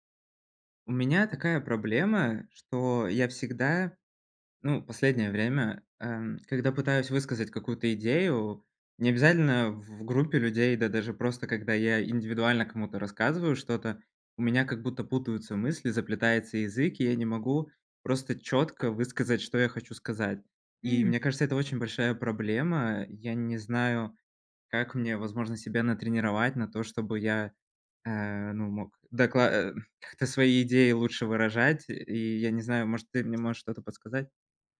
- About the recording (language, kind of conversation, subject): Russian, advice, Как мне ясно и кратко объяснять сложные идеи в группе?
- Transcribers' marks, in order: none